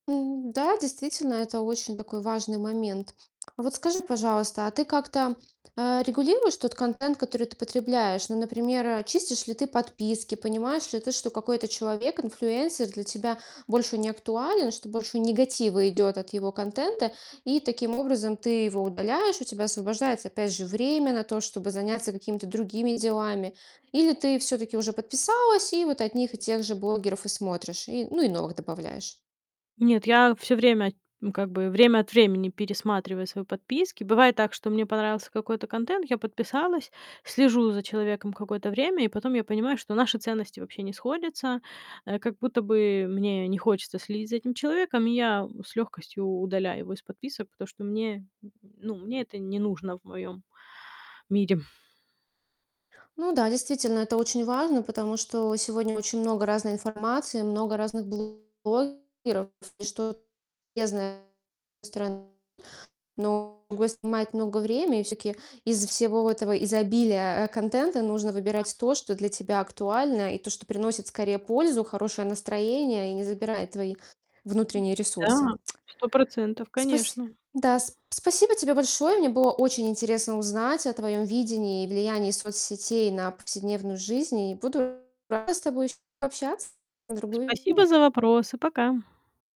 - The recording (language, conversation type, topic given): Russian, podcast, Что ты думаешь о роли соцсетей в повседневной жизни?
- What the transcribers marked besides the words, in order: distorted speech; "все-таки" said as "всёки"; other background noise; tapping; other noise